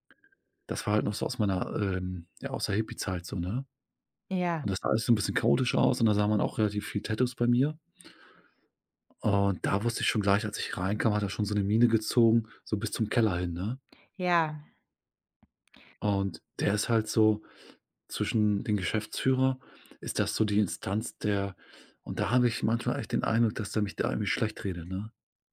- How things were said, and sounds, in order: none
- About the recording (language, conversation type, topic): German, advice, Wie fühlst du dich, wenn du befürchtest, wegen deines Aussehens oder deines Kleidungsstils verurteilt zu werden?